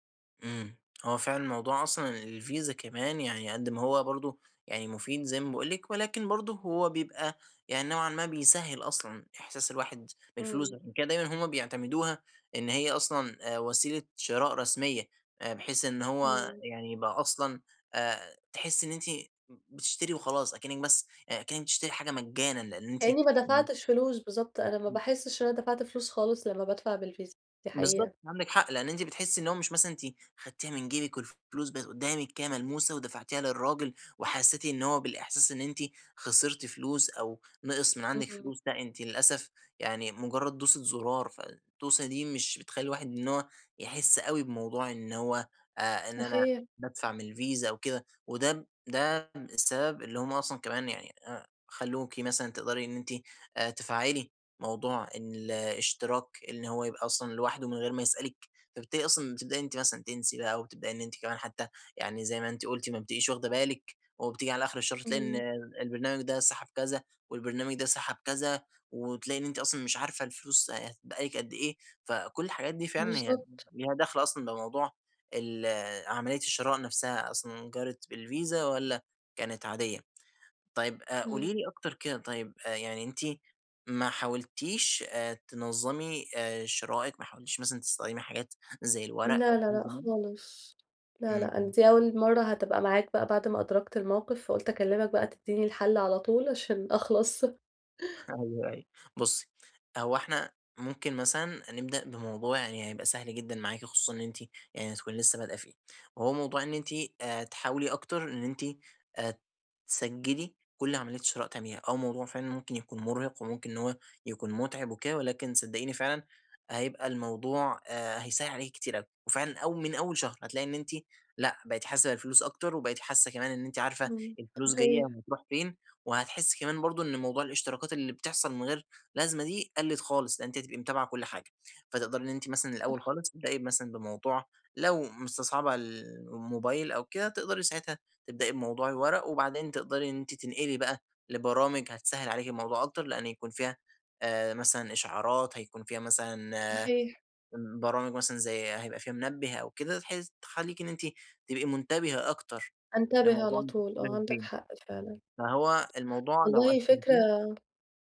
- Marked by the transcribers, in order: other noise; tapping; unintelligible speech; laughing while speaking: "أيوه"; chuckle; unintelligible speech
- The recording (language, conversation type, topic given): Arabic, advice, إزاي مشاعري بتأثر على قراراتي المالية؟